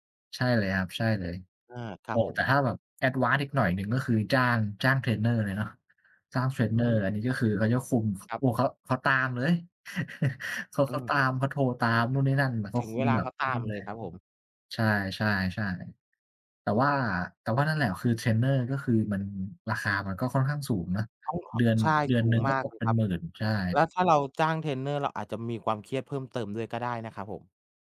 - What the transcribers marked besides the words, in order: in English: "advance"; "คุม" said as "ฟุม"; chuckle; unintelligible speech
- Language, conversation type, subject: Thai, unstructured, การออกกำลังกายช่วยลดความเครียดได้จริงไหม?